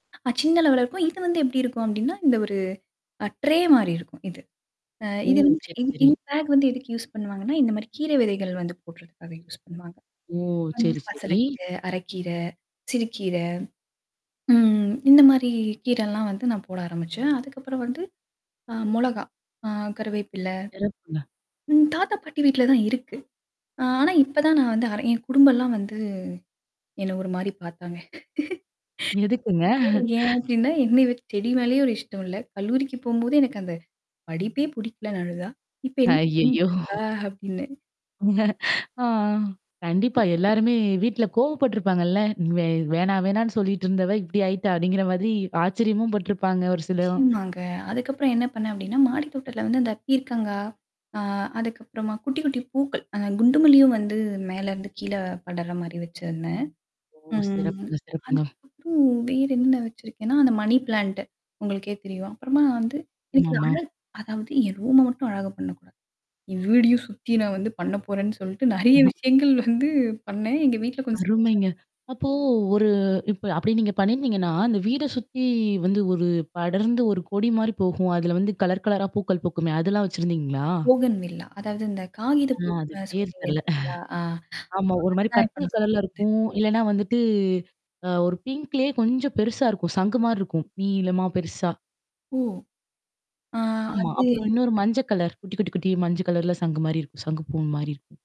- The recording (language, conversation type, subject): Tamil, podcast, வீட்டில் செடிகள் வைத்த பிறகு வீட்டின் சூழல் எப்படி மாறியது?
- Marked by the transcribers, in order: static; in English: "லெவல்ல"; in English: "ட்ரே"; distorted speech; in English: "பேக்"; in English: "யூஸ்"; in English: "யூஸ்"; other background noise; "பசலை" said as "பசல"; drawn out: "ம்"; "மிளகாய்" said as "மொளகா"; drawn out: "வந்து"; laughing while speaking: "ஏன் அப்டின்னா என்ன செடி மேலேயும் ஒரு இஷ்டம் இல்ல"; laughing while speaking: "எதுக்குங்க"; unintelligible speech; laughing while speaking: "ஐயய்யோ!"; laugh; drawn out: "ம்"; in English: "ரூம"; laughing while speaking: "சுத்தி நான் வந்து பண்ண போறேன்னு … வீட்ல கொஞ்சம் சிரிச்சாங்க"; unintelligible speech; in English: "பர்பல் கலர்ல"; in English: "பிங்க்லயே"; in English: "கலர்"; in English: "கலர்ல"